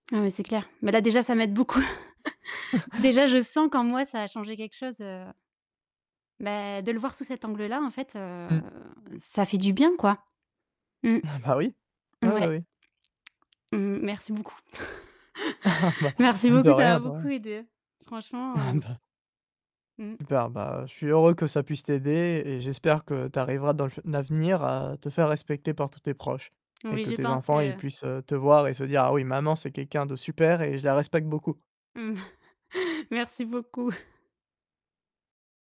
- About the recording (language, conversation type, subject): French, advice, Comment puis-je poser des limites personnelles sans culpabiliser ?
- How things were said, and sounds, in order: distorted speech; chuckle; drawn out: "heu"; chuckle; tapping; laugh; chuckle; chuckle; chuckle